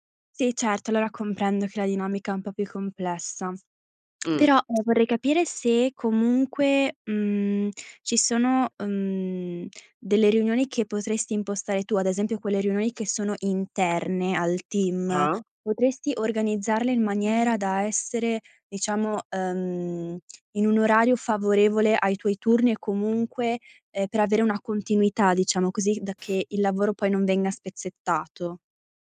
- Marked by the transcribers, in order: other background noise; "riunioni" said as "riunoni"; in English: "team"; tapping
- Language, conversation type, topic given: Italian, advice, Come posso gestire un lavoro frammentato da riunioni continue?